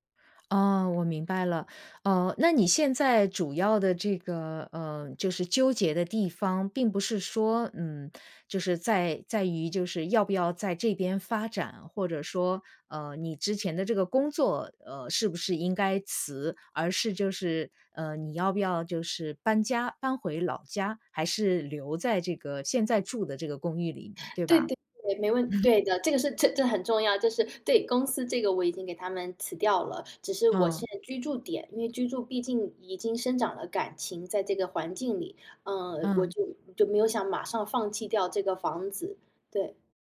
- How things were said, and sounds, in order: chuckle
- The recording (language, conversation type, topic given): Chinese, advice, 在重大的决定上，我该听从别人的建议还是相信自己的内心声音？